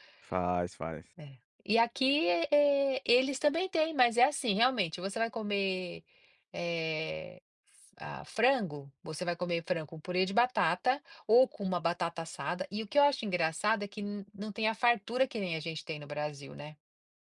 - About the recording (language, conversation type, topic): Portuguese, podcast, Como a comida ajuda a manter sua identidade cultural?
- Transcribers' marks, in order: none